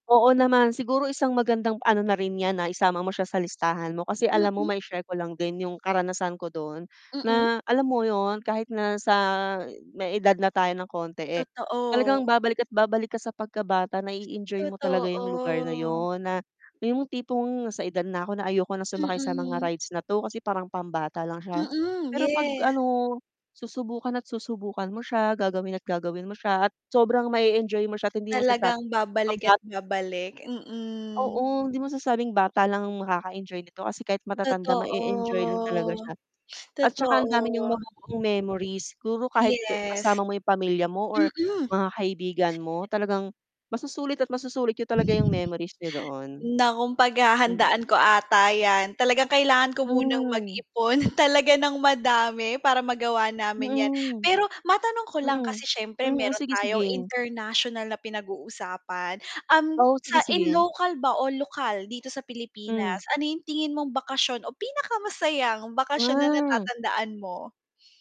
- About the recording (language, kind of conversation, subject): Filipino, unstructured, Ano ang pinakamasayang bakasyong natatandaan mo?
- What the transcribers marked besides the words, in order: tapping; static; drawn out: "Totoo"; mechanical hum; distorted speech; drawn out: "Totoo"; wind; other background noise